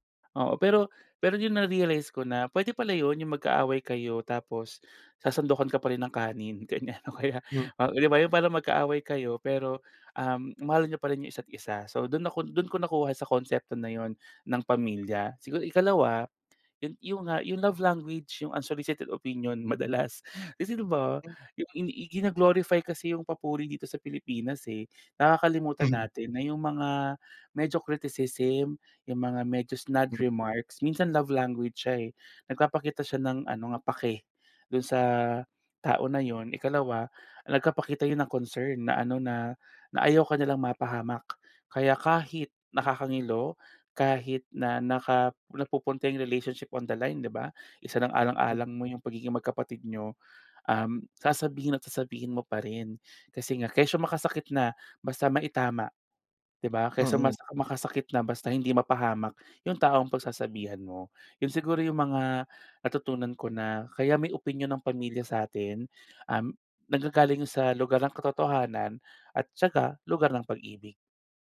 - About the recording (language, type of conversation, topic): Filipino, podcast, Paano mo tinitimbang ang opinyon ng pamilya laban sa sarili mong gusto?
- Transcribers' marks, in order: laughing while speaking: "ganyan. O kaya, o 'di ba, yung parang"; in English: "love language"; in English: "unsolicited opinion"; in English: "criticism"; in English: "snide remarks"; "Isasaalang-alang" said as "Isalang-alang-alang"